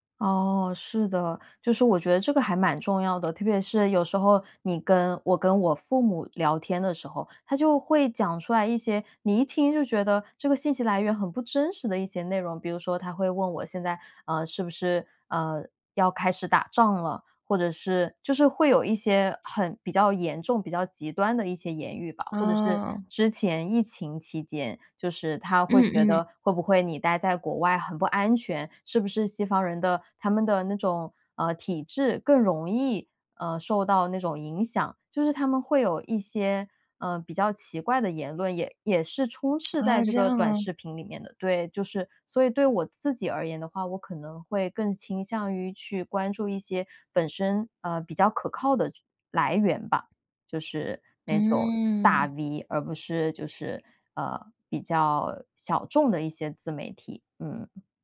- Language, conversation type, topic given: Chinese, podcast, 你会用哪些方法来对抗手机带来的分心？
- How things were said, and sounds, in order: other background noise